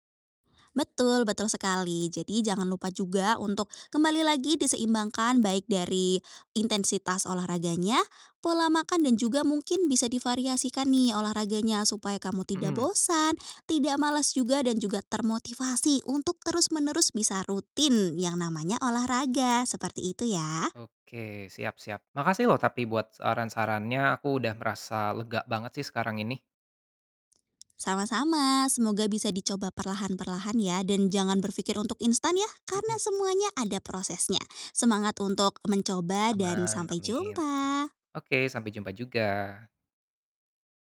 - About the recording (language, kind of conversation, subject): Indonesian, advice, Bagaimana cara mengatasi rasa bersalah saat melewatkan latihan rutin?
- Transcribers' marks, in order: distorted speech